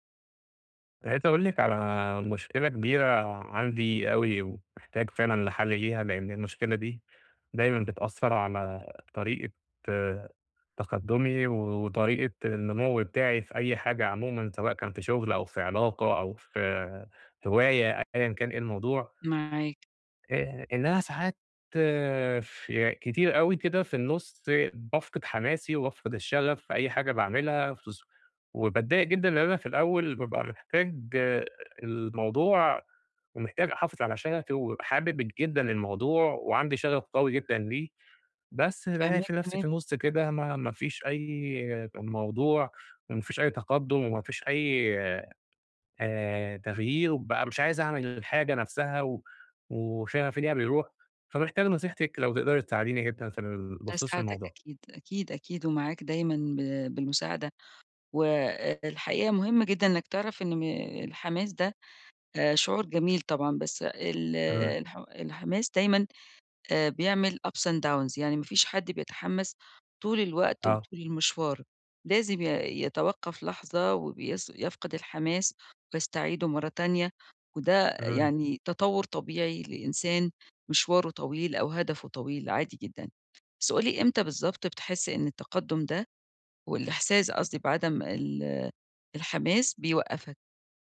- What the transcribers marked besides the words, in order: in English: "ups and downs"; other background noise
- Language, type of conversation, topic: Arabic, advice, إزاي أرجّع حماسي لما أحسّ إنّي مش بتقدّم؟